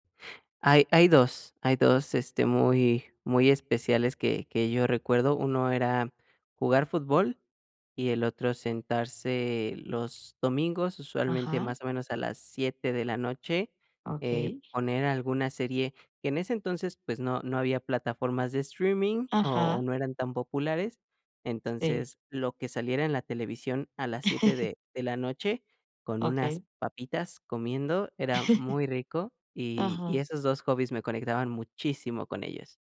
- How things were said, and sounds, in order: chuckle; chuckle
- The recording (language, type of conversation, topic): Spanish, podcast, ¿Qué pasatiempo te conectaba con tu familia y por qué?